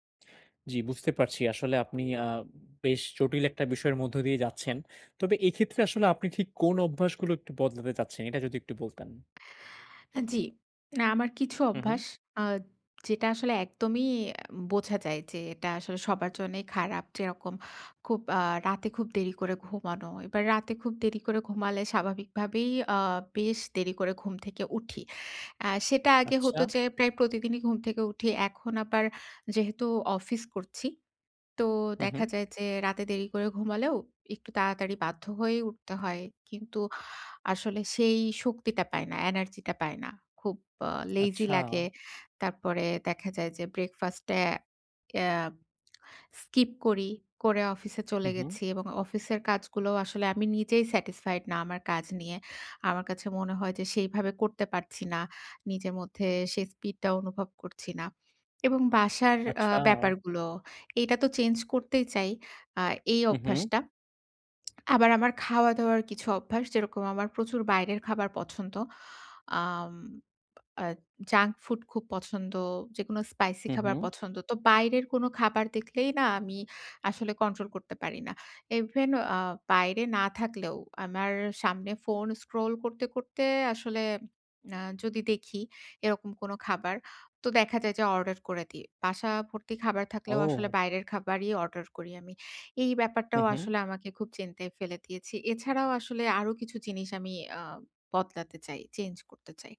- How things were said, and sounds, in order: horn; swallow; alarm; "ইভেন" said as "এভএন"
- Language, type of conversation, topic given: Bengali, advice, কীভাবে আমি আমার অভ্যাসগুলোকে আমার পরিচয়ের সঙ্গে সামঞ্জস্য করব?